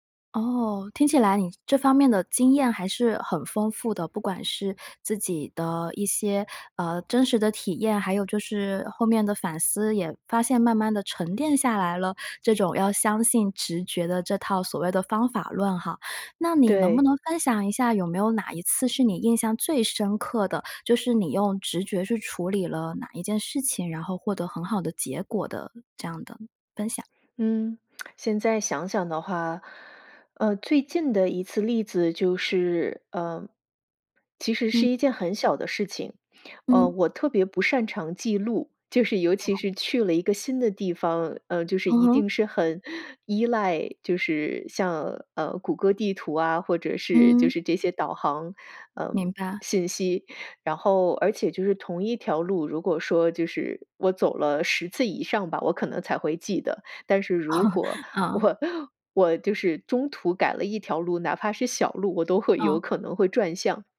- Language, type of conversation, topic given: Chinese, podcast, 当直觉与逻辑发生冲突时，你会如何做出选择？
- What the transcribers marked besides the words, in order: lip smack; laughing while speaking: "我 我"; laugh; laughing while speaking: "啊"